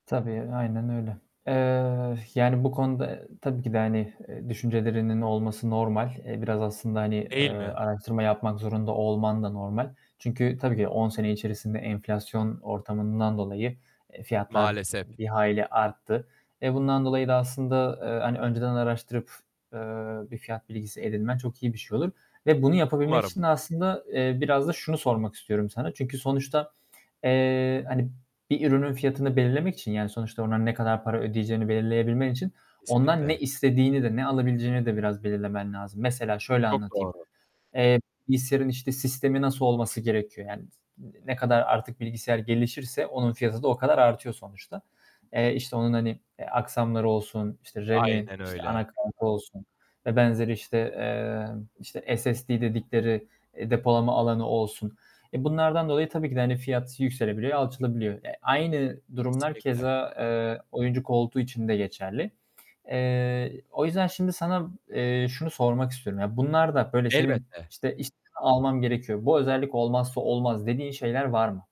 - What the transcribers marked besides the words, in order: static; distorted speech; "Maalesef" said as "maalesep"; tapping; other background noise
- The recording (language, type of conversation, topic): Turkish, advice, Mağazada çok fazla seçenek olduğunda karar veremiyorsam ne yapmalıyım?